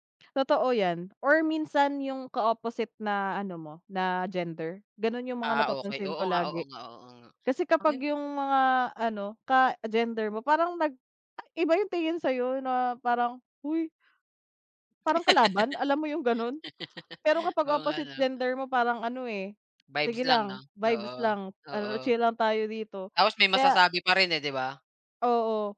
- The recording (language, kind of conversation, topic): Filipino, unstructured, Paano mo ipinapakita ang tunay mong sarili sa ibang tao?
- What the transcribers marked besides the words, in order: laugh